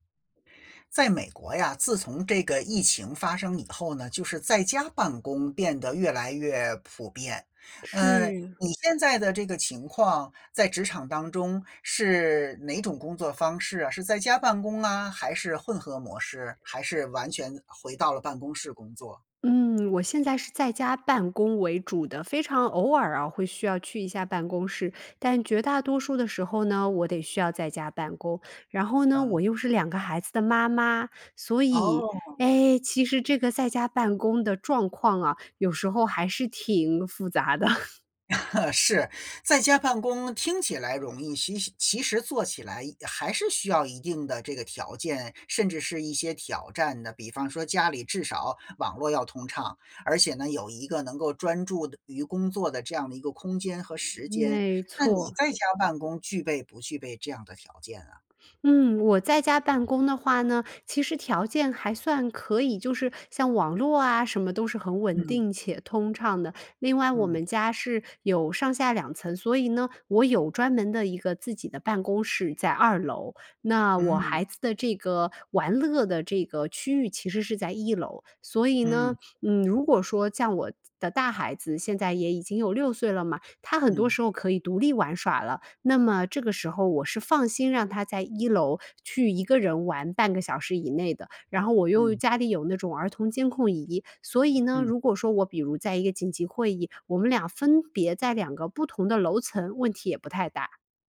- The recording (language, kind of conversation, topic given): Chinese, podcast, 遇到孩子或家人打扰时，你通常会怎么处理？
- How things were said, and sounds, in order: other background noise; laughing while speaking: "的"; laugh; "其" said as "习"